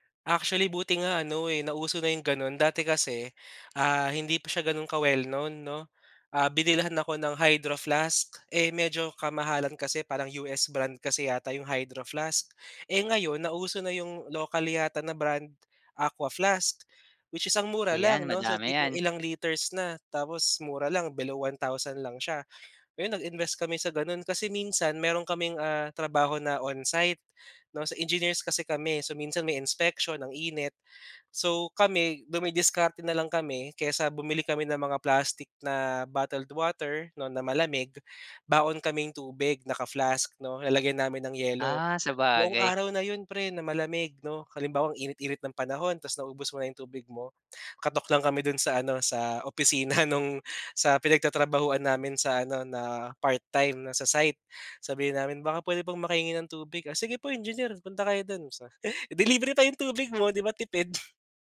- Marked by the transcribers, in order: laughing while speaking: "opisina nung"; joyful: "edi libre pa 'yong tubig mo, 'di ba? Tipid"
- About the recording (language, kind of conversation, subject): Filipino, podcast, Ano ang simpleng paraan para bawasan ang paggamit ng plastik sa araw-araw?